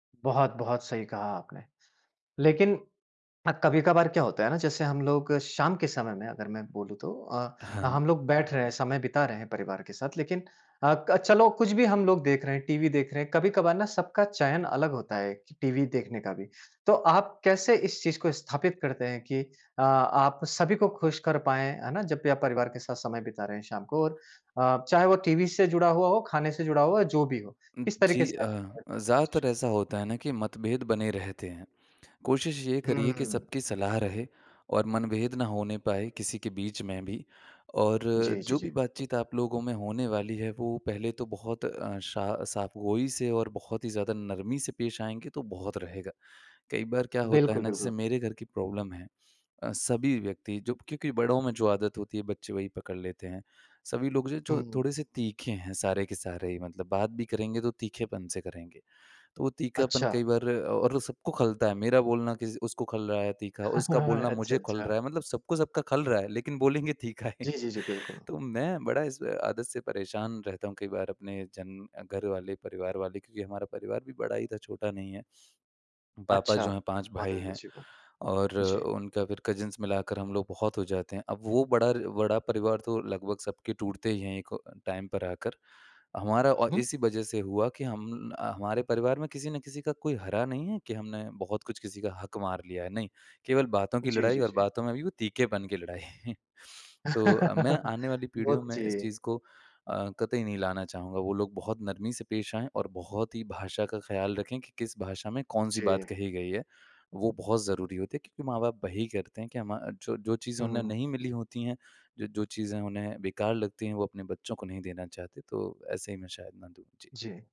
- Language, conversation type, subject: Hindi, podcast, शाम को परिवार के साथ समय बिताने के सबसे अच्छे तरीके क्या हैं?
- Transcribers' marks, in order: unintelligible speech; other background noise; in English: "प्रॉब्लम"; laugh; laughing while speaking: "लेकिन बोलेंगे तीखा ही"; in English: "कज़िंस"; in English: "टाइम"; laughing while speaking: "लड़ाई"; laugh